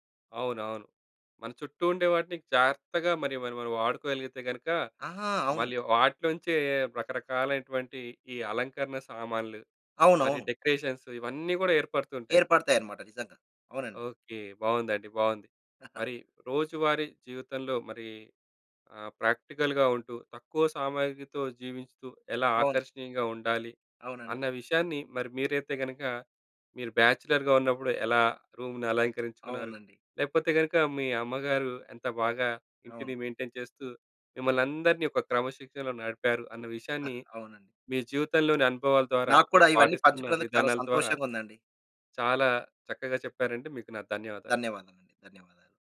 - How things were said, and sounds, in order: in English: "డెకరేషన్స్"; chuckle; in English: "ప్రాక్టికల్‌గా"; in English: "బ్యాచలర్‌గా"; in English: "రూమ్‌ని"; in English: "మెయింటెయిన్"; chuckle
- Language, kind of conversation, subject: Telugu, podcast, తక్కువ సామాగ్రితో జీవించడం నీకు ఎందుకు ఆకర్షణీయంగా అనిపిస్తుంది?